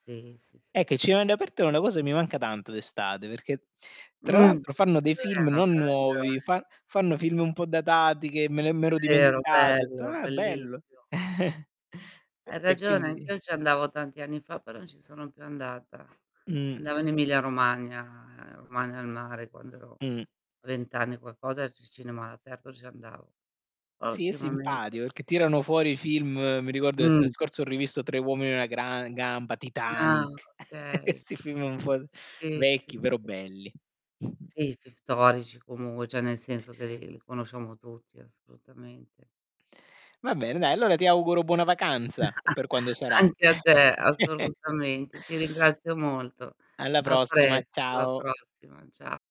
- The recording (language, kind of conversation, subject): Italian, unstructured, Ti piace di più il mare o la montagna, e perché?
- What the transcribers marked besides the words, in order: static; "all'" said as "anl"; distorted speech; chuckle; other background noise; chuckle; snort; "comunque" said as "comugue"; "cioè" said as "ceh"; chuckle; chuckle